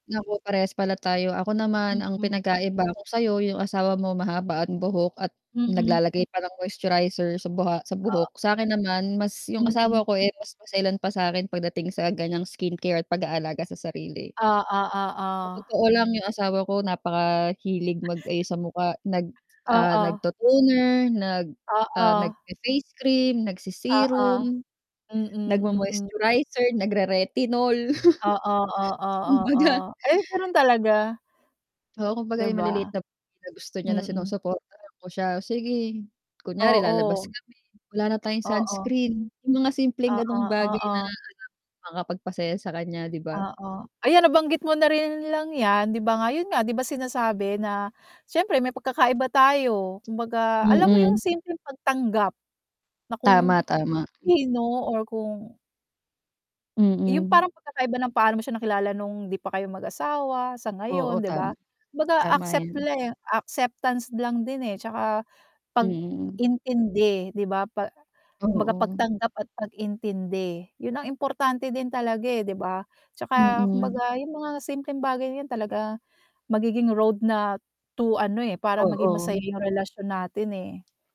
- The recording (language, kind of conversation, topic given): Filipino, unstructured, Anu-ano ang mga simpleng bagay na nagpapasaya sa iyo sa pag-ibig?
- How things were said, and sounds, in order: static; unintelligible speech; chuckle; laughing while speaking: "Kumbaga"; other background noise; distorted speech